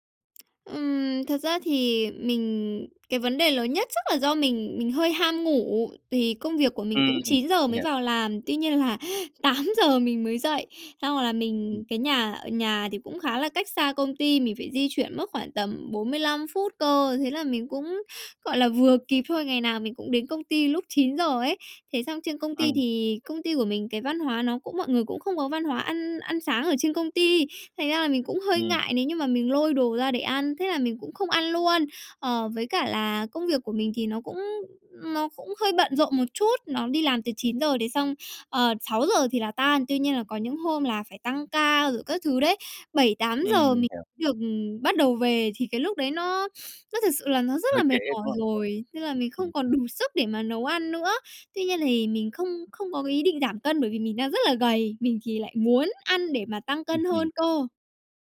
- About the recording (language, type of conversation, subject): Vietnamese, advice, Làm thế nào để duy trì thói quen ăn uống lành mạnh mỗi ngày?
- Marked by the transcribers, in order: tapping; other background noise